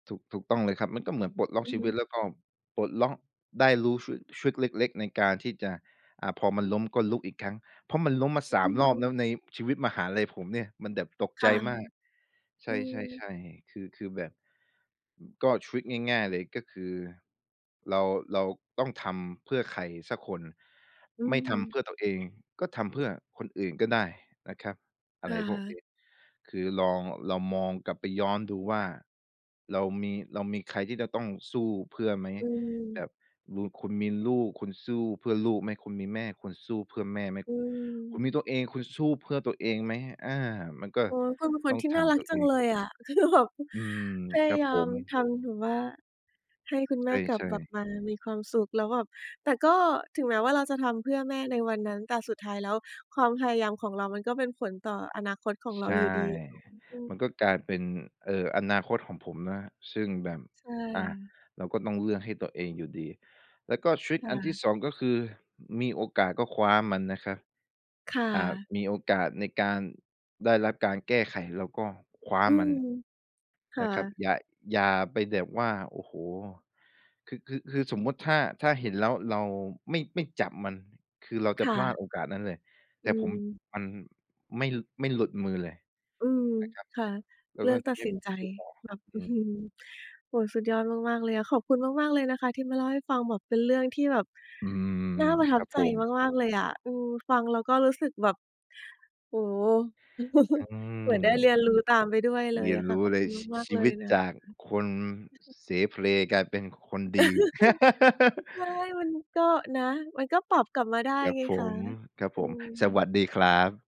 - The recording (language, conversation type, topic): Thai, podcast, มีเคล็ดลับอะไรบ้างที่ช่วยให้เรากล้าล้มแล้วลุกขึ้นมาลองใหม่ได้อีกครั้ง?
- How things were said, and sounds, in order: "ลูก" said as "ลูน"; laughing while speaking: "คือแบบ"; unintelligible speech; chuckle; other noise; laugh